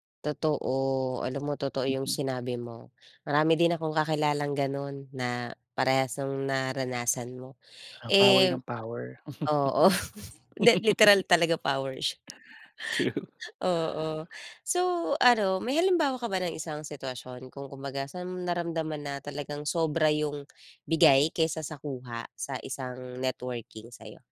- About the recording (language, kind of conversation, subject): Filipino, podcast, Ano ang tamang balanse ng pagbibigay at pagtanggap sa pakikipag-ugnayan para sa iyo?
- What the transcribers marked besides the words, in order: laugh; tapping